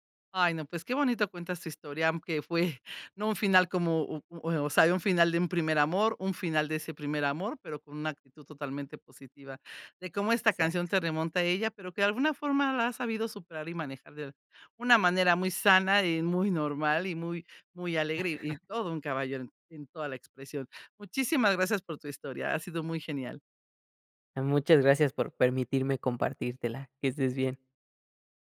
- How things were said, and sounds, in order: chuckle; chuckle
- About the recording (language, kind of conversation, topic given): Spanish, podcast, ¿Qué canción asocias con tu primer amor?